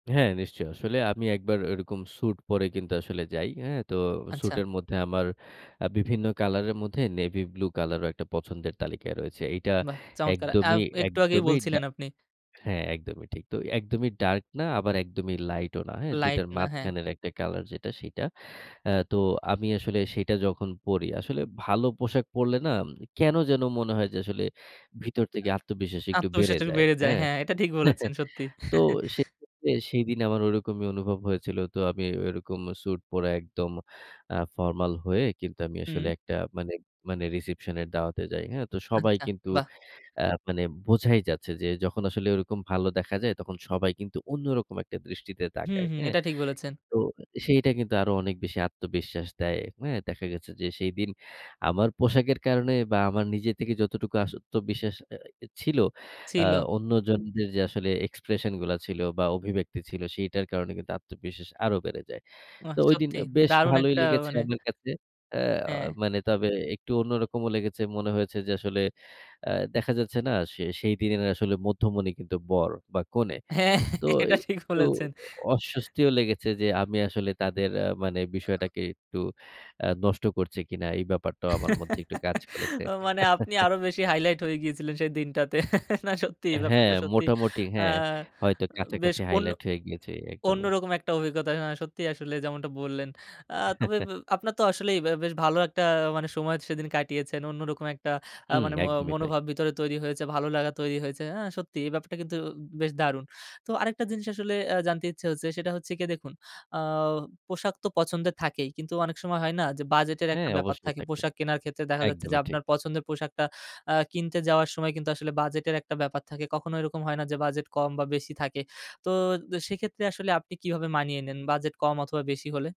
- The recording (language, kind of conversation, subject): Bengali, podcast, পোশাক বাছাই ও পরিধানের মাধ্যমে তুমি কীভাবে নিজের আত্মবিশ্বাস বাড়াও?
- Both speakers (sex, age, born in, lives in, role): male, 25-29, Bangladesh, Bangladesh, host; male, 30-34, Bangladesh, Bangladesh, guest
- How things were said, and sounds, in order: other background noise; chuckle; "আত্মবিশ্বাস" said as "আসতবিশ্বাস"; laughing while speaking: "হ্যাঁ এটা ঠিক বলেছেন"; laugh; chuckle; chuckle